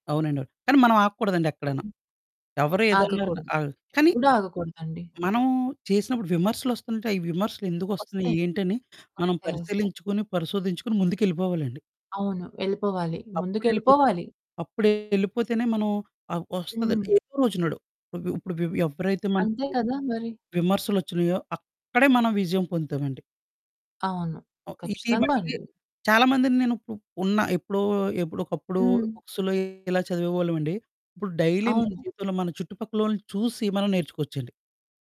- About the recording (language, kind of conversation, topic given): Telugu, podcast, ఇతరుల విమర్శలు వచ్చినప్పుడు మీరు మీ ప్రయోగాన్ని నిలిపేస్తారా, లేక కొనసాగిస్తారా?
- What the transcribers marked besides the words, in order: other background noise; distorted speech; in English: "బుక్స్‌లో"; in English: "డైలీ"